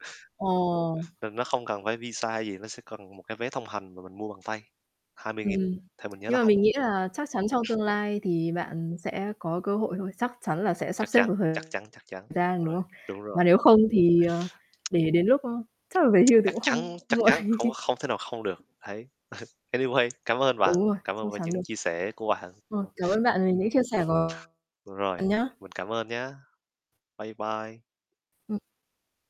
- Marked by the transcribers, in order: static; distorted speech; tapping; other background noise; laugh; laughing while speaking: "Anyway"; in English: "Anyway"
- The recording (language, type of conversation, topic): Vietnamese, unstructured, Bạn thích đi du lịch trong nước hay du lịch nước ngoài hơn?
- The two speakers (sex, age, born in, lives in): female, 30-34, Vietnam, Vietnam; male, 20-24, Vietnam, Vietnam